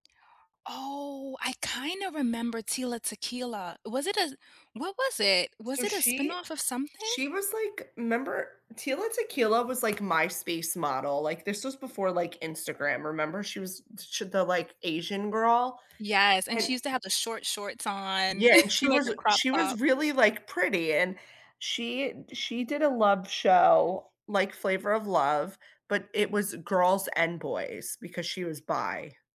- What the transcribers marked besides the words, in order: drawn out: "Oh"; tapping; laugh
- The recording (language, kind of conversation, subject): English, unstructured, What reality shows do you secretly love but won’t admit to?
- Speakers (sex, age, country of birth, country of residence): female, 35-39, United States, United States; female, 35-39, United States, United States